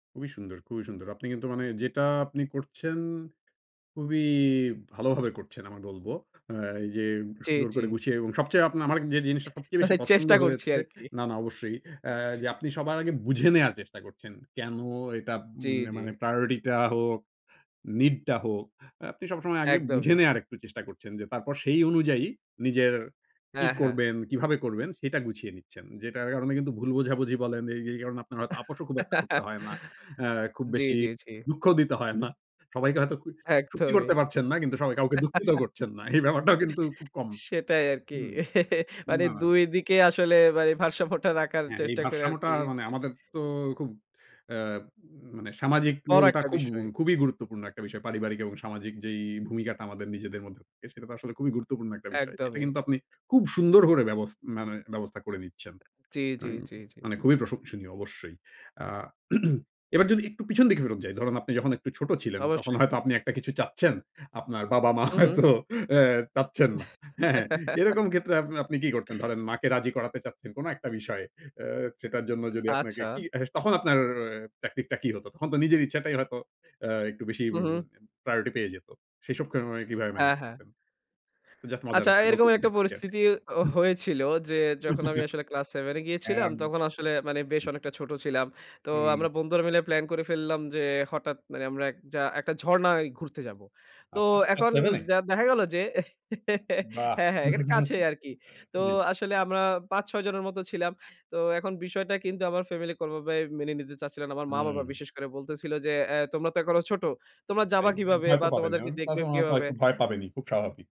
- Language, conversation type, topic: Bengali, podcast, পরিবারের চাহিদা আর নিজের ইচ্ছার মধ্যে টানাপোড়েন হলে আপনি কীভাবে সিদ্ধান্ত নেন?
- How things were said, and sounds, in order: chuckle; laughing while speaking: "একদমই"; chuckle; laughing while speaking: "সেটাই আরকি। মানে দুই দিকে আসলে ভাই ভারসাম্য রাখার চেষ্টা করি আরকি"; laughing while speaking: "এই ব্যাপারটাও কিন্তু"; chuckle; throat clearing; laughing while speaking: "হয়তো আ চাচ্ছেন না। হ্যাঁ? এরকম ক্ষেত্রে আপনে আপনি কি করতেন?"; chuckle; tapping; other noise; chuckle; chuckle; laughing while speaking: "হ্যাঁ, হ্যাঁ এখানে কাছেই আরকি"; chuckle